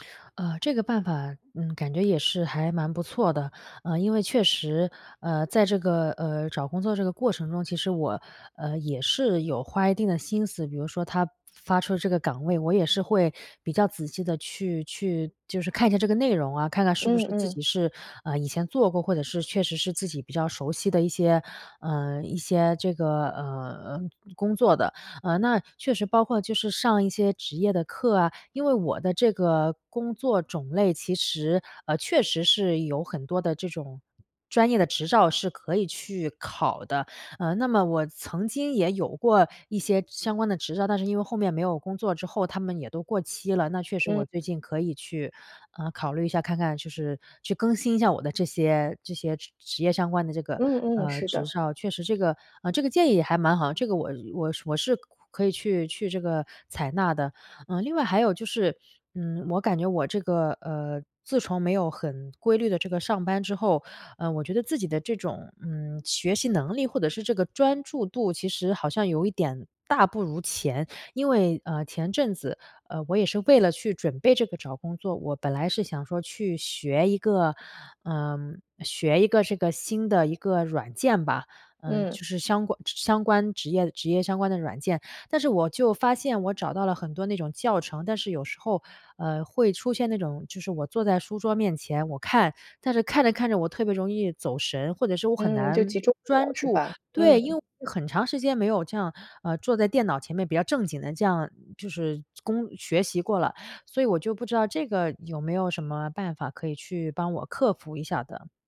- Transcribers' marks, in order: none
- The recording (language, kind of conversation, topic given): Chinese, advice, 中断一段时间后开始自我怀疑，怎样才能重新找回持续的动力和自律？